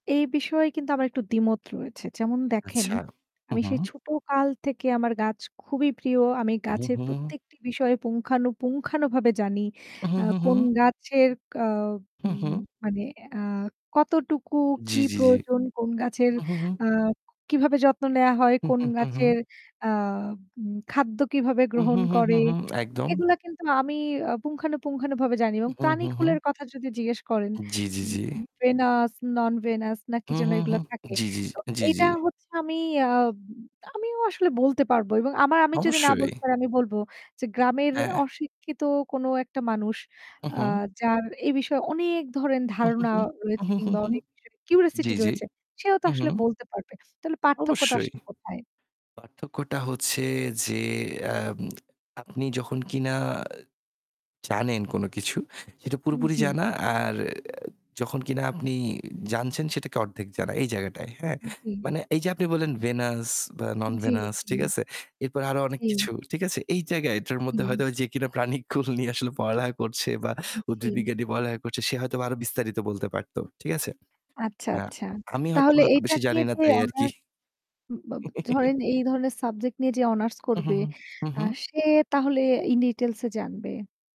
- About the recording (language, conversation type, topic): Bengali, unstructured, শিক্ষাব্যবস্থা কি সত্যিই ছাত্রদের জন্য উপযোগী?
- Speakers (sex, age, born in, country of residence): female, 25-29, Bangladesh, Bangladesh; male, 30-34, Bangladesh, Bangladesh
- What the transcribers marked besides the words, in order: static; "পুঙ্খানুপুঙ্খভাবে" said as "পুঙ্খানু-পুঙ্খানুভাবে"; in English: "venous, non-venous"; distorted speech; in English: "কিউরিসিটি"; in English: "venous"; in English: "non-venous"; giggle; in English: "ইনিটেইলস"; "ইন ডিটেইলস" said as "ইনিটেইলস"